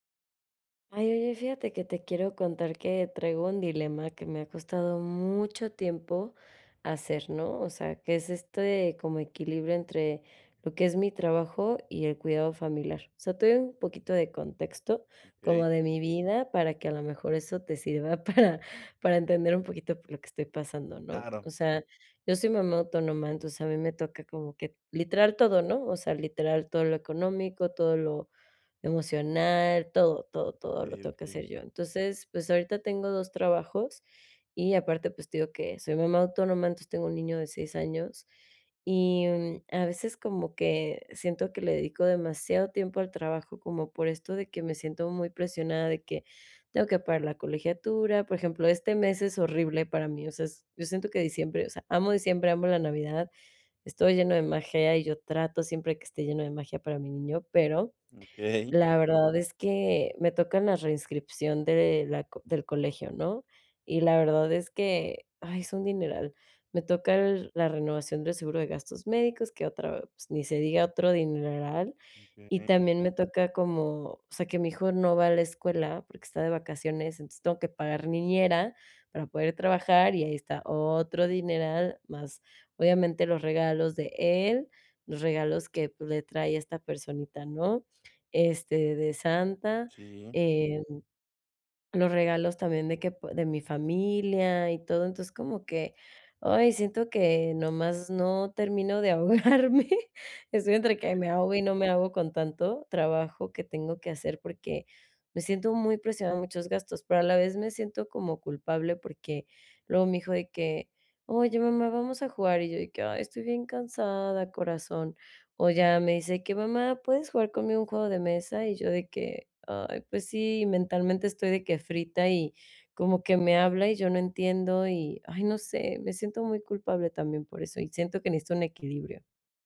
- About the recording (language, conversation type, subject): Spanish, advice, ¿Cómo puedo equilibrar mi trabajo con el cuidado de un familiar?
- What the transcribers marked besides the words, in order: laughing while speaking: "para"; tapping; laughing while speaking: "de ahogarme"